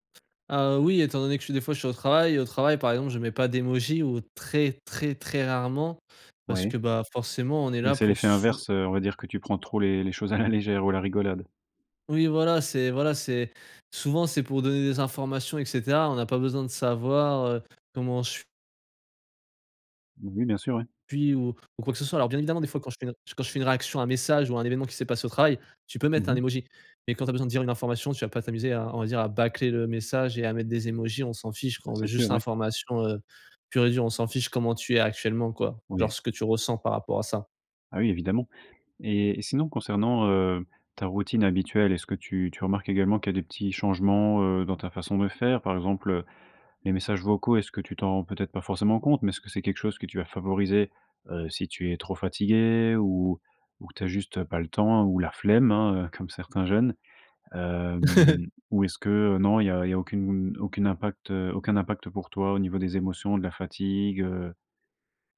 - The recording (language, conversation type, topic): French, podcast, Comment les réseaux sociaux ont-ils changé ta façon de parler ?
- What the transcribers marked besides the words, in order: stressed: "très très très"; other background noise; laughing while speaking: "à la"; laugh; drawn out: "Hem"